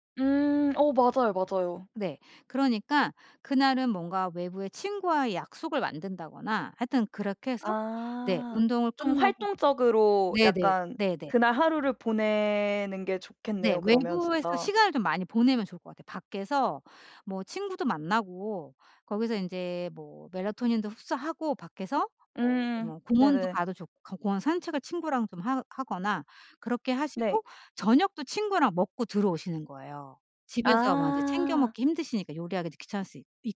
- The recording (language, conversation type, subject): Korean, advice, 어떻게 하면 매일 규칙적인 취침 전 루틴을 만들 수 있을까요?
- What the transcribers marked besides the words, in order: in English: "melatonin도"; tapping